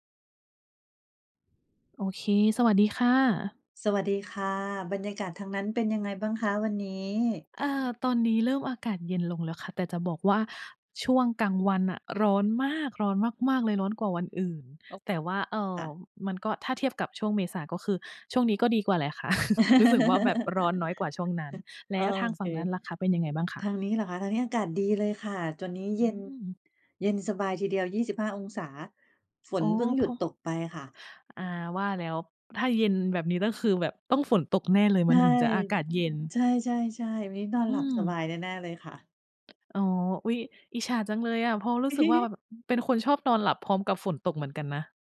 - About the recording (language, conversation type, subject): Thai, unstructured, อะไรคือแรงผลักดันที่ทำให้คุณไม่ยอมแพ้ต่อความฝันของตัวเอง?
- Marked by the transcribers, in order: other background noise; tapping; chuckle; laugh; chuckle